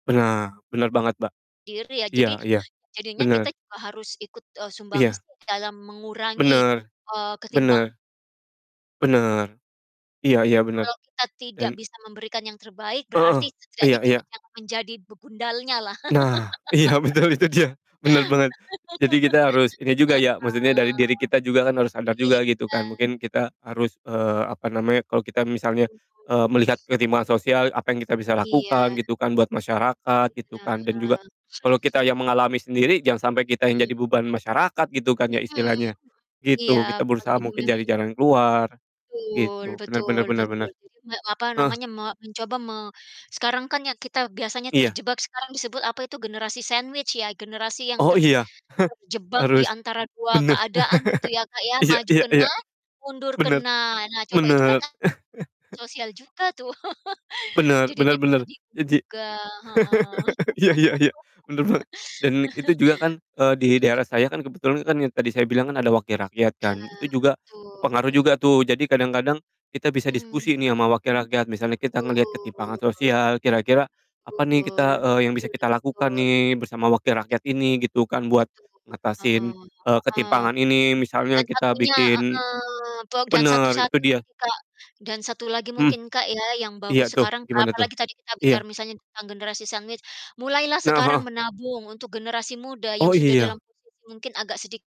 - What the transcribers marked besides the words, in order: distorted speech; other background noise; laughing while speaking: "iya betul itu dia"; laugh; drawn out: "Heeh"; unintelligible speech; chuckle; unintelligible speech; chuckle; in English: "sandwich"; chuckle; chuckle; laugh; laughing while speaking: "iya iya iya. Benar banget"; chuckle; laugh; in English: "sandwich"
- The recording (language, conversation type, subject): Indonesian, unstructured, Apa yang membuatmu sedih ketika melihat ketimpangan sosial di sekitarmu?